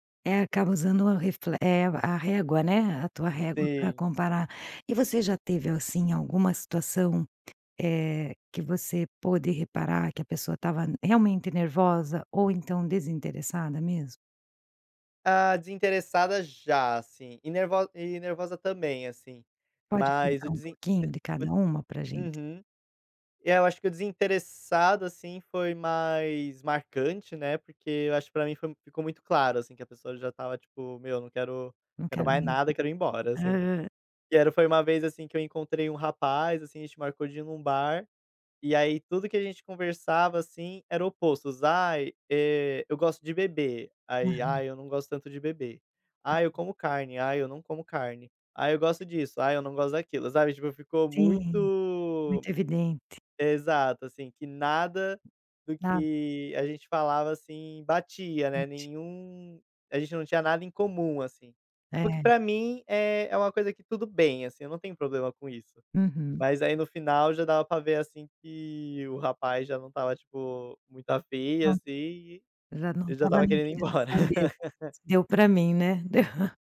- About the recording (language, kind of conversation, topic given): Portuguese, podcast, Como diferenciar, pela linguagem corporal, nervosismo de desinteresse?
- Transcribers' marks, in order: tapping; other background noise; unintelligible speech; laugh